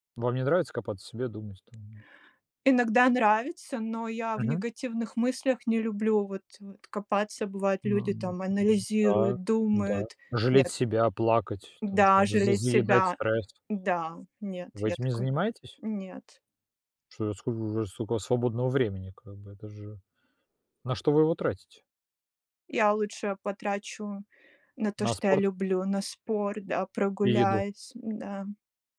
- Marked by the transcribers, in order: tapping; other background noise
- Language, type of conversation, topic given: Russian, unstructured, Как ты обычно справляешься с плохим настроением?